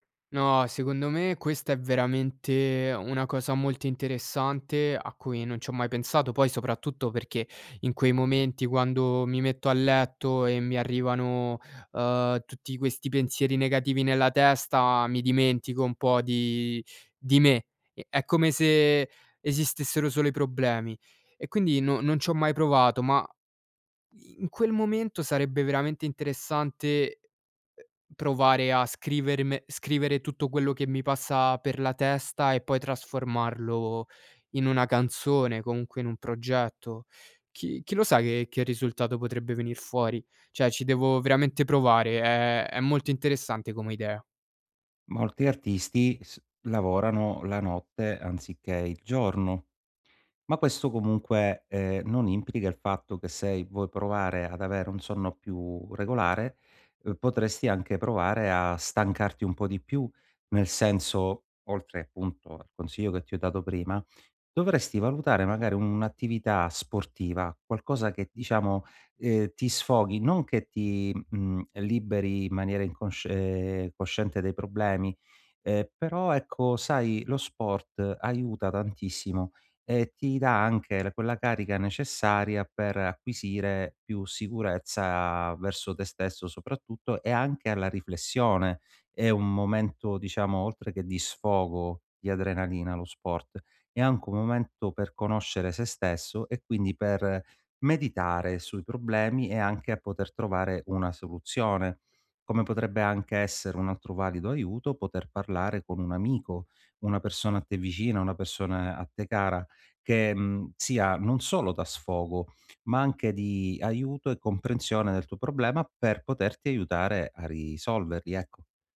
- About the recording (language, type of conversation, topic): Italian, advice, Come i pensieri ripetitivi e le preoccupazioni influenzano il tuo sonno?
- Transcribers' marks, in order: "cioè" said as "ceh"